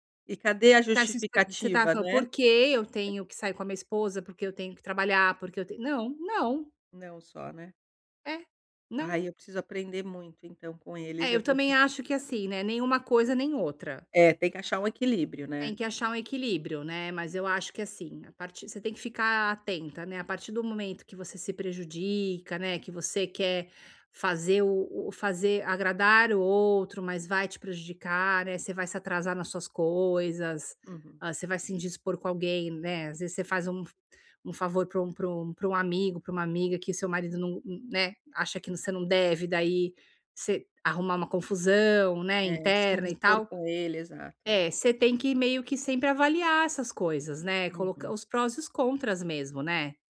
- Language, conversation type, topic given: Portuguese, advice, Como posso definir limites claros sobre a minha disponibilidade?
- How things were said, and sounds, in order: unintelligible speech